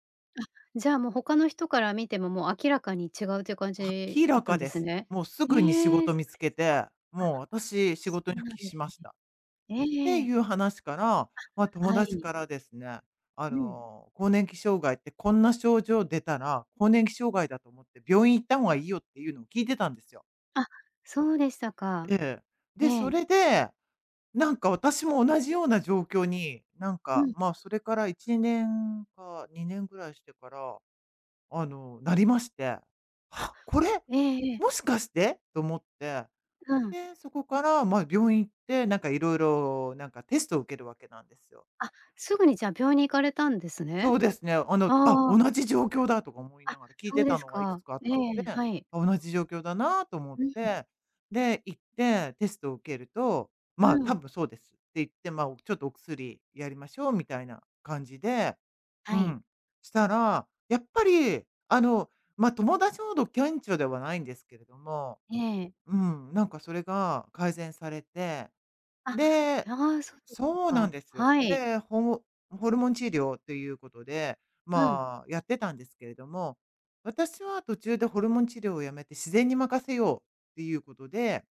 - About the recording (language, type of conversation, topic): Japanese, advice, 睡眠薬やお酒に頼るのをやめたいのはなぜですか？
- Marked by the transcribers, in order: none